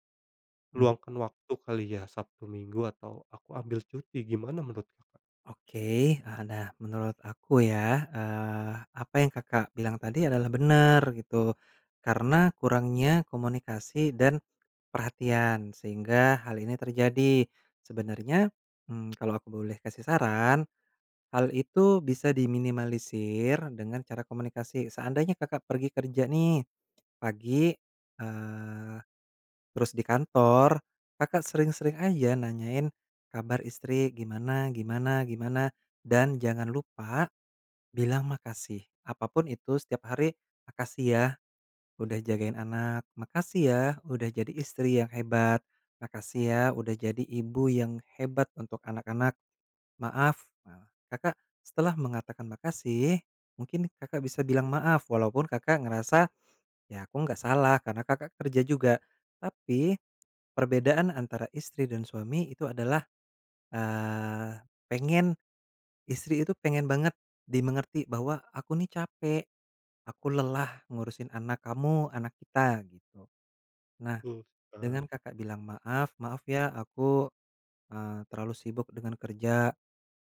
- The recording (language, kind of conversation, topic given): Indonesian, advice, Pertengkaran yang sering terjadi
- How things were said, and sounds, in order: lip smack; tapping